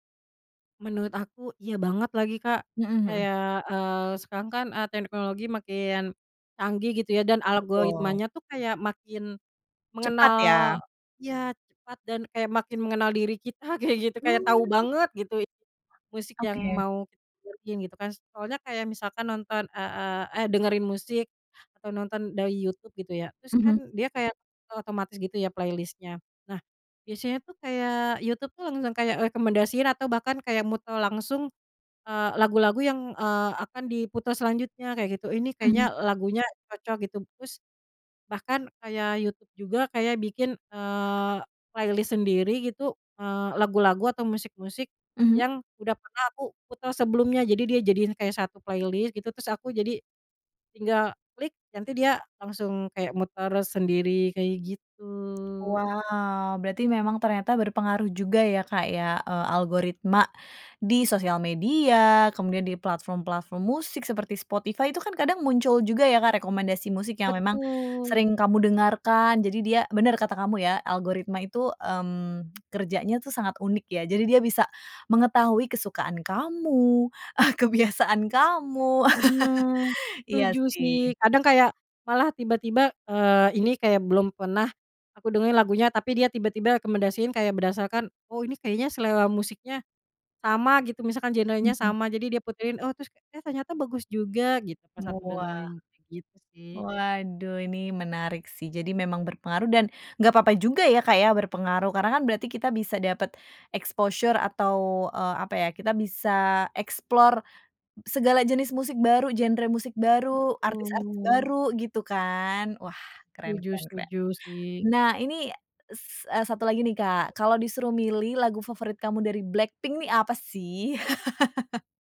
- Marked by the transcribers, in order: laughing while speaking: "kayak gitu"; in English: "playlist-nya"; in English: "playlist"; in English: "playlist"; tsk; laughing while speaking: "ah, kebiasaan"; chuckle; in English: "exposure"; in English: "explore"; chuckle
- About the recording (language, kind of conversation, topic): Indonesian, podcast, Bagaimana perubahan suasana hatimu memengaruhi musik yang kamu dengarkan?